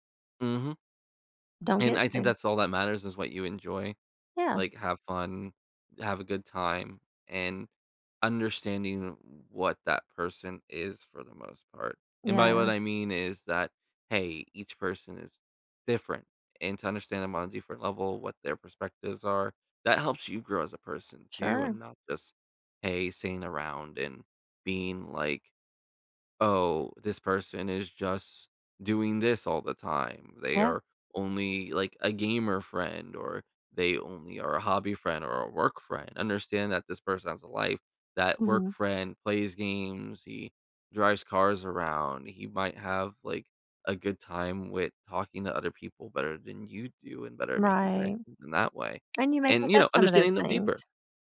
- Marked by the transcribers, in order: none
- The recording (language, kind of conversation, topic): English, unstructured, How can I make space for personal growth amid crowded tasks?